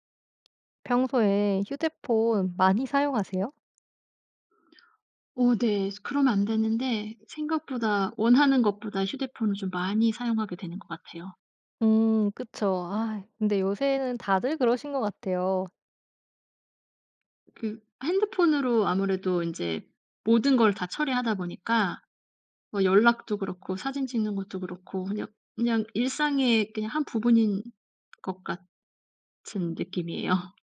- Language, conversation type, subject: Korean, podcast, 휴대폰 없이도 잘 집중할 수 있나요?
- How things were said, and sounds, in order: other background noise; tapping; laughing while speaking: "느낌이에요"